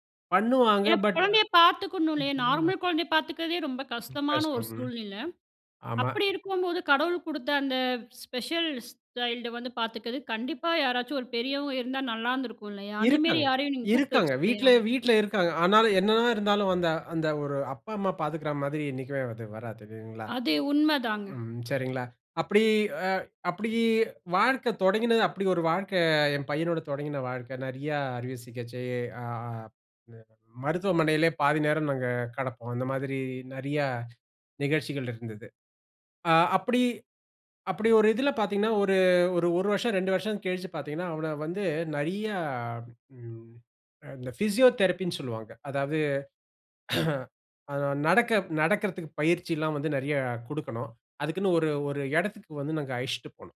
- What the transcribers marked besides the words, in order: unintelligible speech; in English: "நார்மல்"; tapping; in English: "ஸ்பெஷல் ஸ்டைல்டை"; sad: "என் பையனோட தொடங்கின வாழ்க்கை நிறைய … நேரம் நாங்க கெடப்போம்"; in English: "பிசியோதெரபி"; throat clearing
- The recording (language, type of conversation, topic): Tamil, podcast, ஒரு பாடல் உங்கள் மனநிலையை எப்படி மாற்றுகிறது?